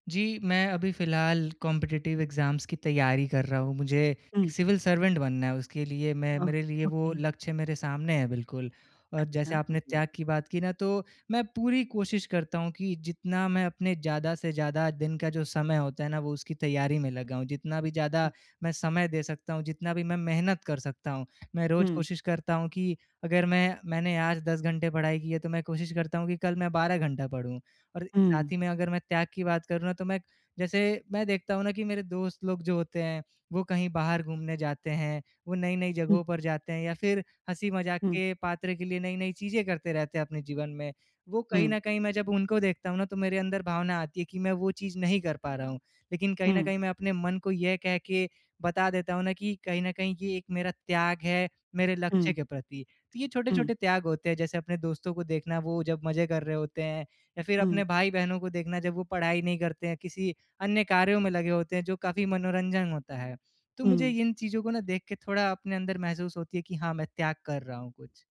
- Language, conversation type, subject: Hindi, advice, नतीजे देर से दिख रहे हैं और मैं हतोत्साहित महसूस कर रहा/रही हूँ, क्या करूँ?
- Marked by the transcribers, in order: in English: "कॉम्पिटिटिव एग्जाम्स"; in English: "सर्वेंट"; in English: "ओके"